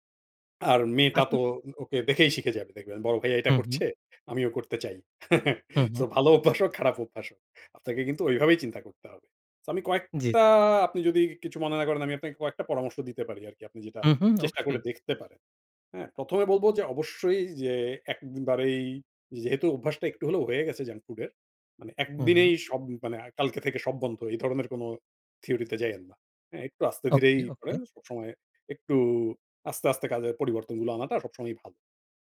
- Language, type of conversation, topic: Bengali, advice, বাচ্চাদের সামনে স্বাস্থ্যকর খাওয়ার আদর্শ দেখাতে পারছি না, খুব চাপে আছি
- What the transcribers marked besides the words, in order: scoff; laughing while speaking: "সো ভালো অভ্যাসও, খারাপ অভ্যাসও। আপনাকে কিন্তু ওইভাবেই চিন্তা করতে হবে"